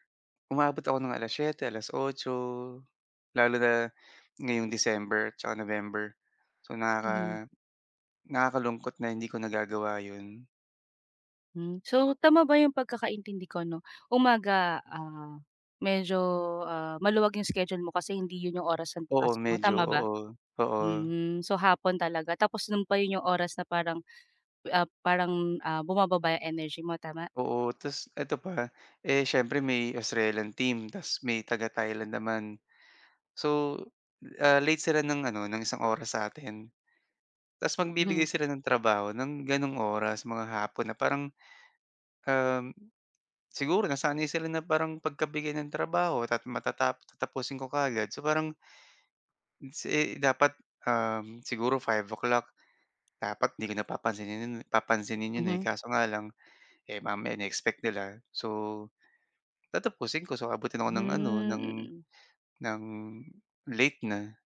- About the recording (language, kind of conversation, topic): Filipino, advice, Paano ko mapapanatili ang pokus sa kasalukuyan kong proyekto?
- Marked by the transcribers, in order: tapping; other background noise